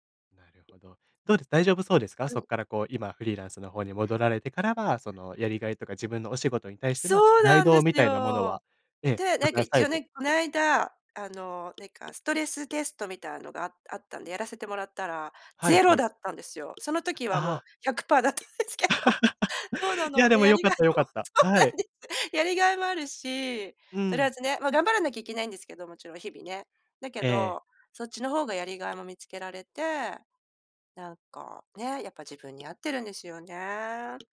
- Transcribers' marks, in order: tapping; laughing while speaking: "だったんですけど"; laugh; laughing while speaking: "やりがいも そうなんです"
- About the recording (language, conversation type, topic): Japanese, podcast, 仕事でやりがいをどう見つけましたか？